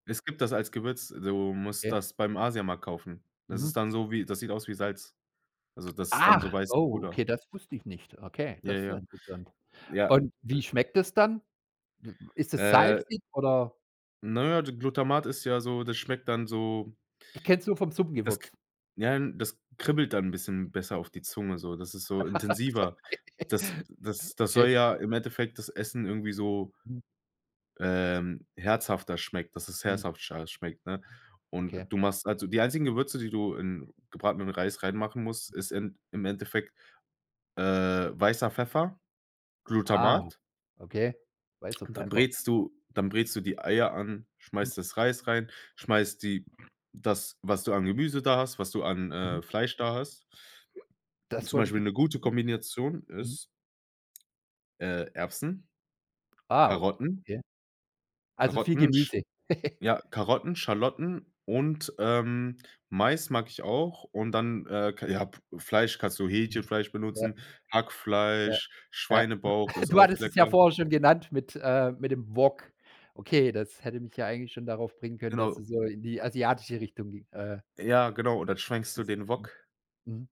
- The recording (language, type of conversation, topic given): German, podcast, Welches Gericht würde deine Lebensgeschichte erzählen?
- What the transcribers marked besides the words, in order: other background noise; surprised: "Ach. Oh"; laugh; "herzhafter" said as "herzschafter"; laugh; giggle